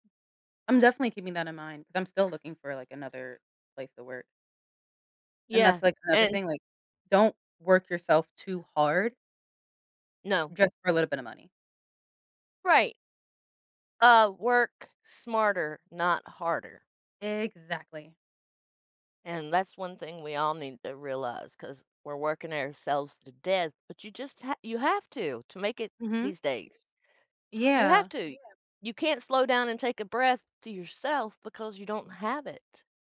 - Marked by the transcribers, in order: other background noise; background speech
- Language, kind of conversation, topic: English, unstructured, What experiences have taught you the most about managing money?
- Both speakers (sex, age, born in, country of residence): female, 20-24, United States, United States; female, 55-59, United States, United States